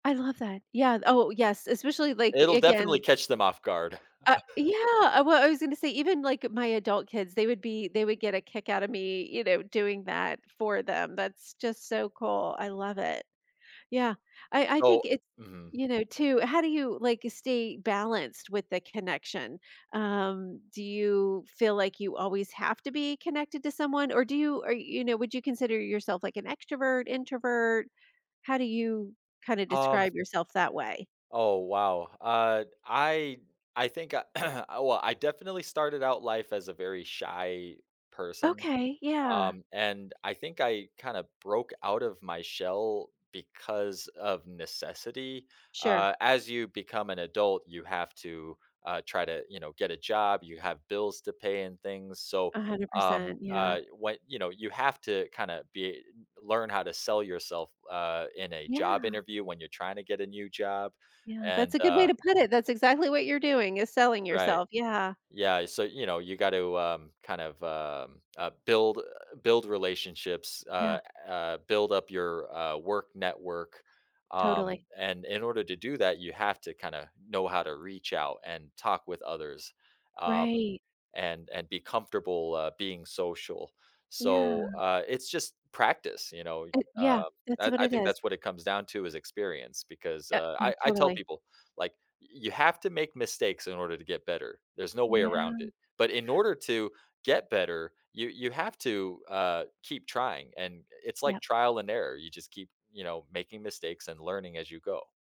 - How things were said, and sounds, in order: tapping; other background noise; throat clearing
- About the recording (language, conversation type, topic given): English, unstructured, How do you maintain close relationships with the people who matter most to you?
- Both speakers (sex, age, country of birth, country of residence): female, 50-54, United States, United States; male, 35-39, United States, United States